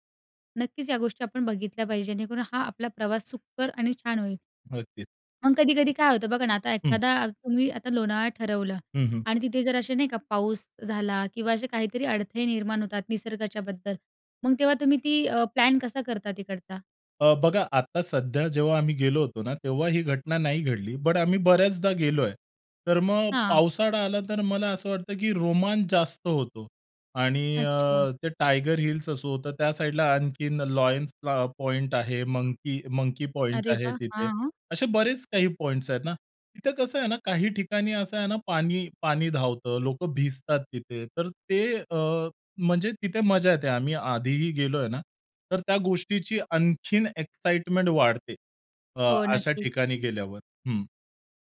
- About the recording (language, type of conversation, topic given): Marathi, podcast, एका दिवसाच्या सहलीची योजना तुम्ही कशी आखता?
- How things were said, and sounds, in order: tapping; other background noise; in English: "एक्साईटमेंट"